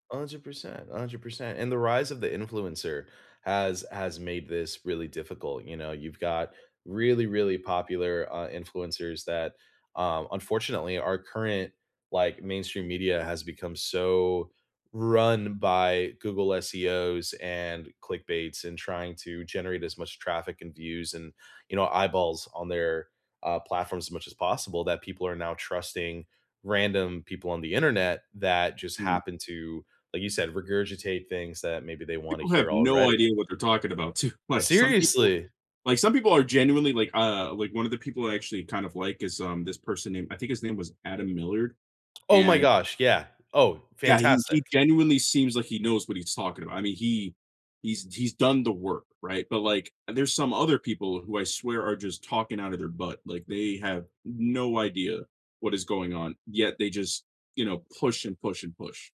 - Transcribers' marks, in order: drawn out: "so"; other background noise; laughing while speaking: "too"; tapping
- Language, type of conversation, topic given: English, unstructured, How can citizens keep politics positive and hopeful?
- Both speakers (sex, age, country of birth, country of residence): male, 30-34, United States, United States; male, 35-39, United States, United States